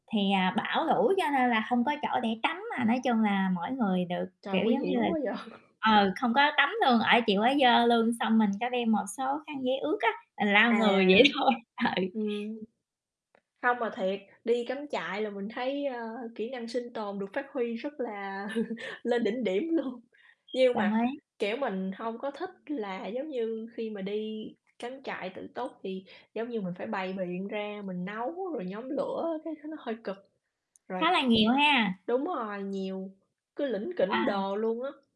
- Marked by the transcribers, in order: other background noise; mechanical hum; tapping; laughing while speaking: "vậy thôi. Ừ"; laugh; laughing while speaking: "luôn"; static
- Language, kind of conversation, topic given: Vietnamese, unstructured, Kỷ niệm đáng nhớ nhất của bạn trong một lần cắm trại qua đêm là gì?